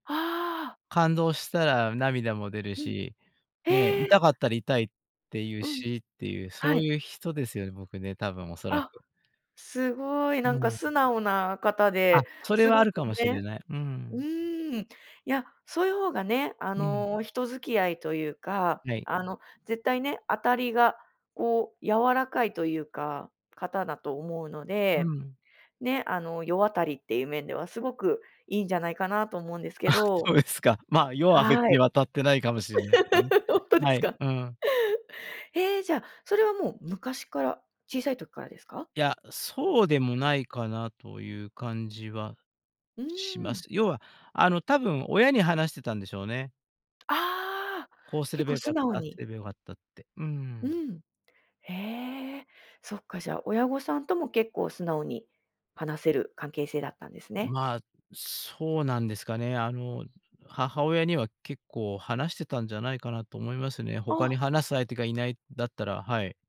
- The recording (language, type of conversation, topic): Japanese, podcast, 後悔を人に話すと楽になりますか？
- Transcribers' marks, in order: tapping; other background noise; laughing while speaking: "あ、そうですか"; laugh; unintelligible speech